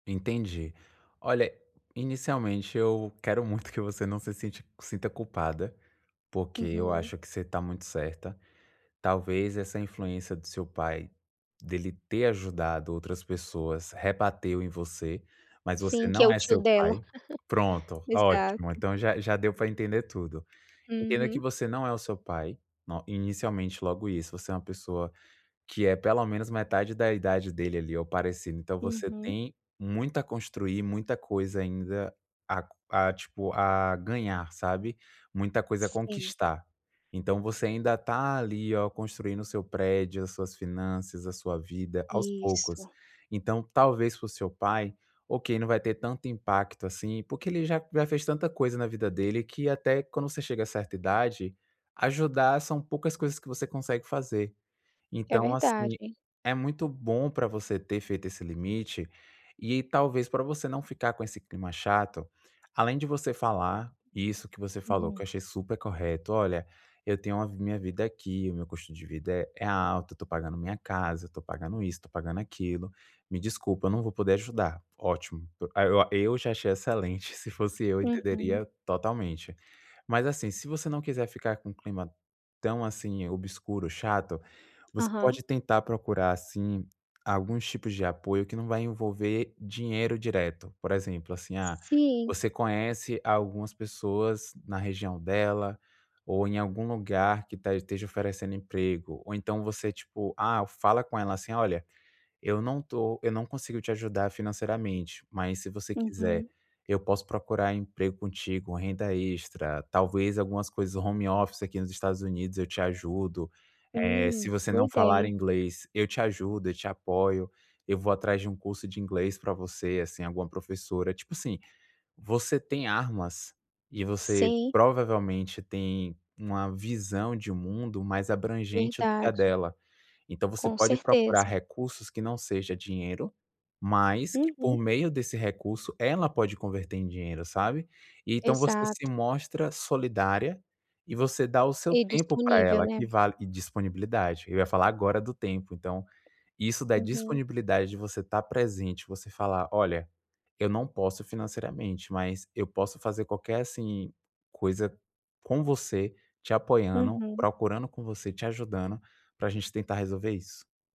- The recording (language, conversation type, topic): Portuguese, advice, Como recusar com educação quando familiares pedem apoio financeiro após uma crise?
- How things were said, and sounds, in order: giggle